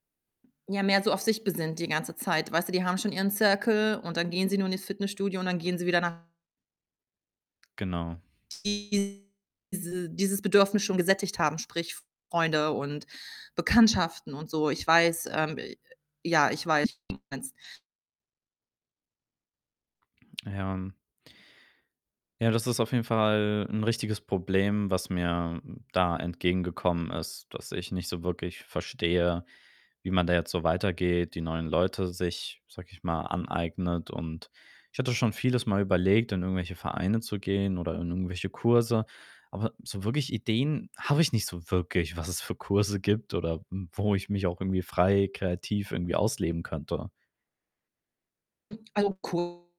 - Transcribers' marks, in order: distorted speech; tapping; laughing while speaking: "was es für Kurse"; unintelligible speech
- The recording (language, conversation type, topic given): German, advice, Wie kann ich nach einem Umzug in eine neue Stadt ohne soziales Netzwerk Anschluss finden?